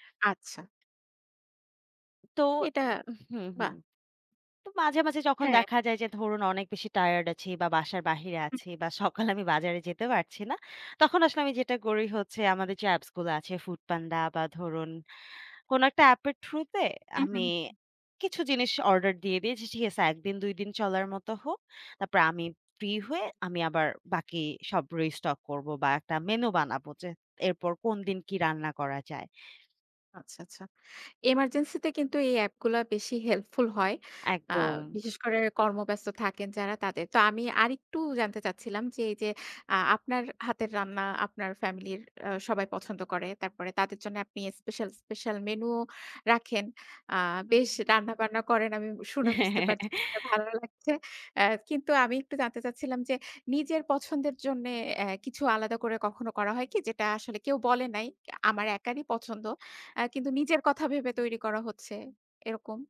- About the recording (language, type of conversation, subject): Bengali, podcast, সপ্তাহের মেনু তুমি কীভাবে ঠিক করো?
- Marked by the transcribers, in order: unintelligible speech; laughing while speaking: "সকালে আমি"; other background noise; tapping; chuckle